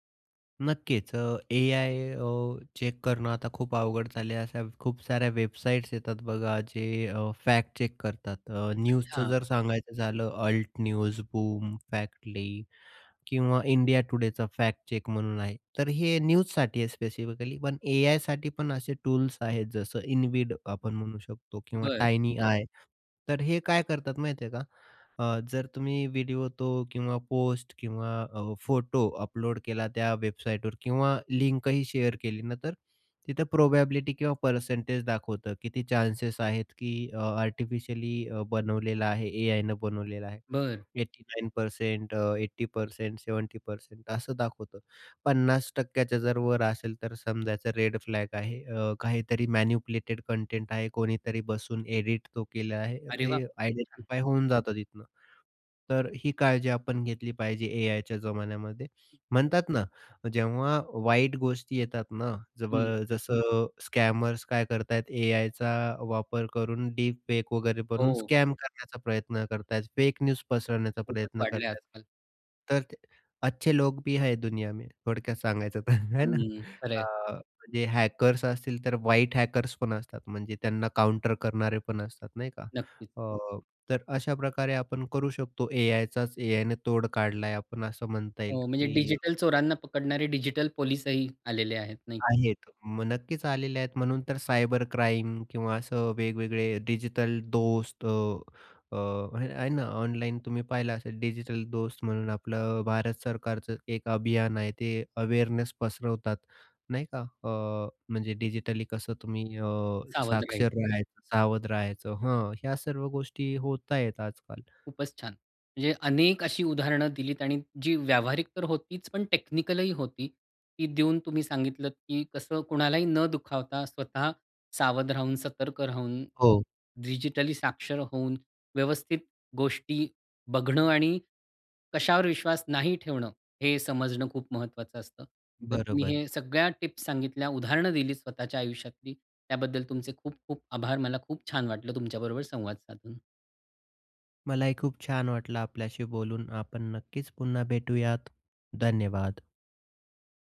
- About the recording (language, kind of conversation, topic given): Marathi, podcast, फेक न्यूज आणि दिशाभूल करणारी माहिती तुम्ही कशी ओळखता?
- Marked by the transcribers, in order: in English: "चेक"; in English: "चेक"; in English: "न्यूजचं"; in English: "न्यूजसाठी"; other background noise; in English: "शेअर"; in English: "प्रोबॅबिलिटी"; in English: "मॅनिपुलेटेड"; joyful: "अरे वाह! खुप छान"; tapping; in English: "आयडेंटिफाय"; in English: "स्कॅमर्स"; in English: "स्कॅम"; in English: "न्यूज"; other noise; in Hindi: "अच्छे लोग भी है दुनिया में"; chuckle; laughing while speaking: "है ना"; in English: "हॅकर्स"; in English: "व्हाइट हॅकर्स"; in English: "अवेअरनेस"